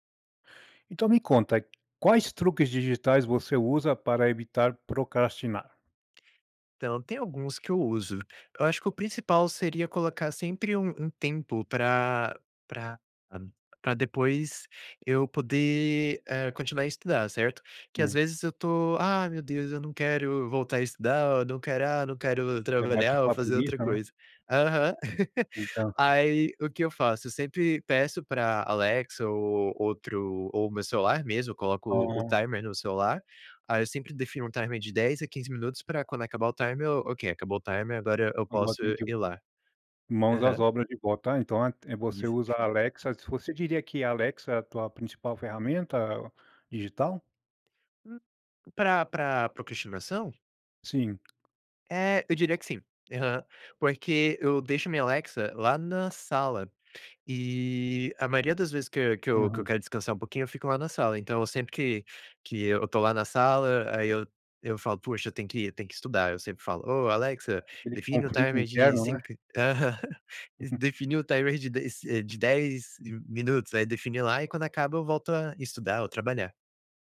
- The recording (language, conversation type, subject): Portuguese, podcast, Que truques digitais você usa para evitar procrastinar?
- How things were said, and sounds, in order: chuckle; unintelligible speech; unintelligible speech; tapping; chuckle